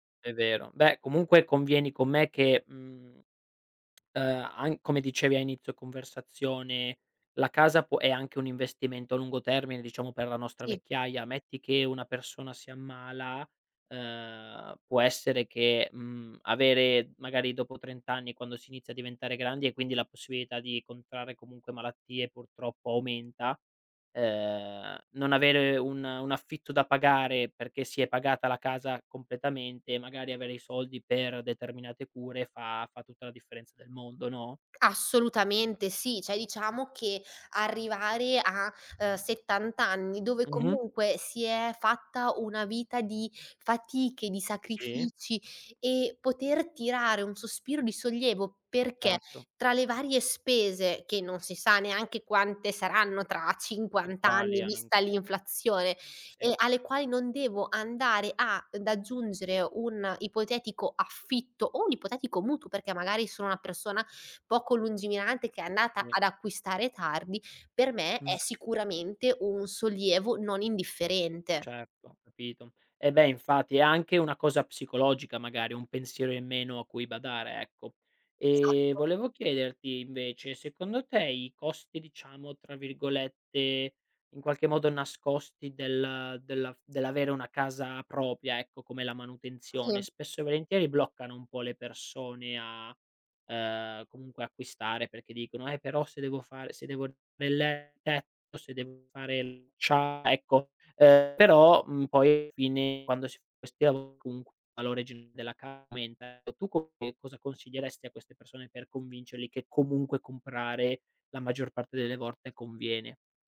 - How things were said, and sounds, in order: "Cioè" said as "ceh"; "propria" said as "propia"; unintelligible speech; unintelligible speech; unintelligible speech
- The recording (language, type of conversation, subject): Italian, podcast, Come scegliere tra comprare o affittare casa?